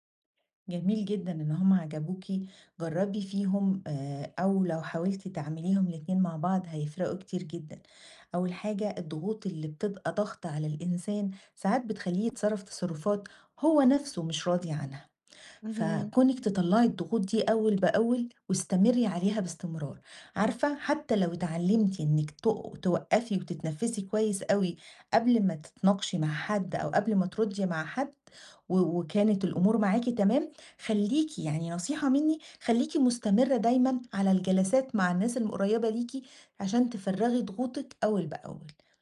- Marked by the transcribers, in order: none
- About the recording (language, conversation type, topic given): Arabic, advice, إزاي أتعلم أوقف وأتنفّس قبل ما أرد في النقاش؟
- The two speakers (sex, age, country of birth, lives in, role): female, 35-39, Egypt, Egypt, user; female, 40-44, Egypt, Greece, advisor